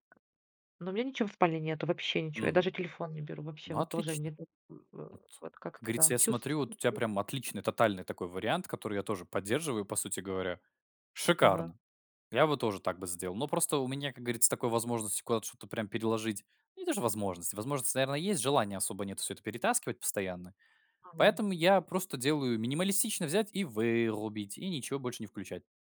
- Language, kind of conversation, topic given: Russian, podcast, Какую роль сон играет в твоём самочувствии?
- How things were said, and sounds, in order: tapping; unintelligible speech; put-on voice: "вырубить"